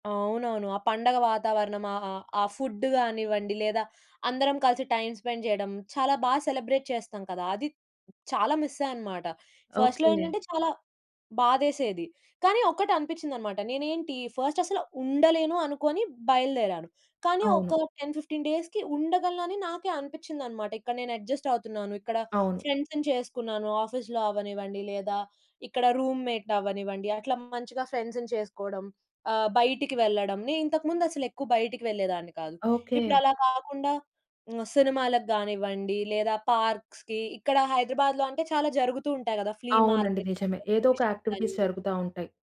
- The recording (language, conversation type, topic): Telugu, podcast, మార్పు పట్ల మీకు వచ్చిన భయాన్ని మీరు ఎలా జయించారో చెప్పగలరా?
- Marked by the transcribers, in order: in English: "ఫుడ్"; in English: "టైమ్ స్పెండ్"; in English: "సెలబ్రేట్"; swallow; in English: "మిస్"; in English: "ఫస్ట్‌లో"; in English: "టెన్ ఫిఫ్టీన్ డేస్‌కి"; in English: "అడ్జస్ట్"; in English: "ఫ్రెండ్స్‌ని"; in English: "ఆఫీస్‌లో"; in English: "రూమ్‌మేట్"; in English: "పార్క్స్‌కి"; in English: "ఫ్లీ మార్కెట్స్"; in English: "ఎగ్జిబిషన్స్"; in English: "యాక్టివిటీస్"